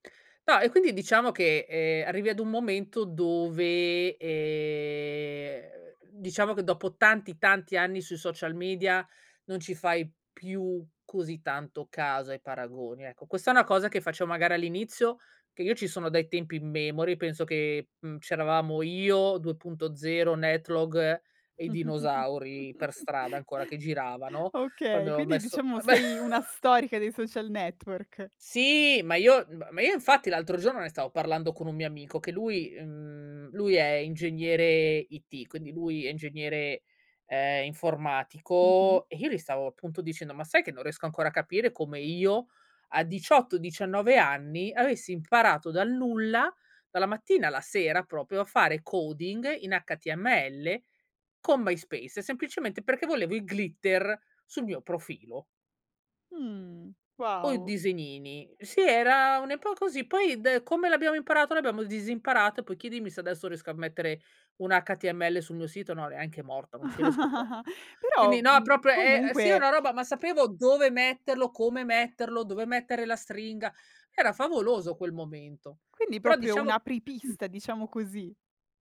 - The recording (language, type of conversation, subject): Italian, podcast, Come affronti i paragoni sui social?
- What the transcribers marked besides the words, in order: drawn out: "ehm"; giggle; chuckle; in English: "coding"; giggle; throat clearing